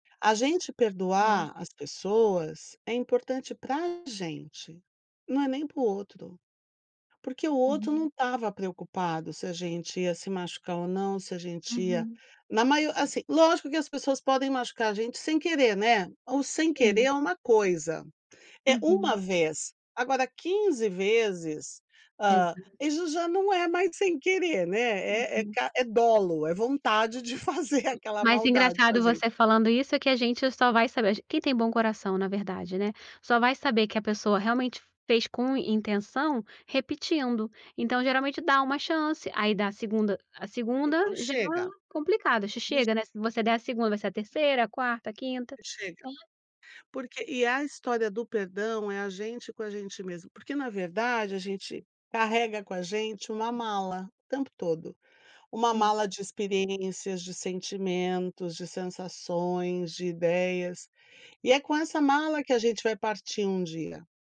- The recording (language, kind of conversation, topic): Portuguese, podcast, Como transformar experiências pessoais em uma história?
- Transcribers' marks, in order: other background noise; tapping; laughing while speaking: "de fazer"; unintelligible speech